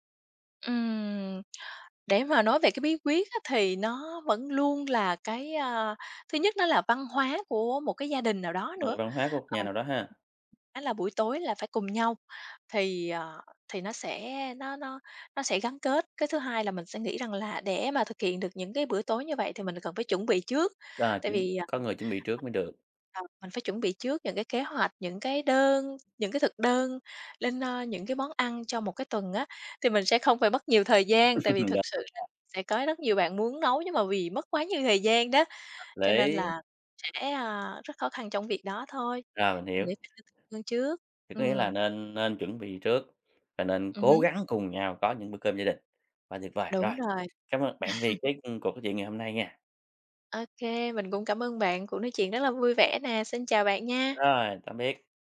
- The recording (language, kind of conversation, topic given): Vietnamese, podcast, Bạn chuẩn bị bữa tối cho cả nhà như thế nào?
- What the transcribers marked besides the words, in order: tapping; other background noise; laugh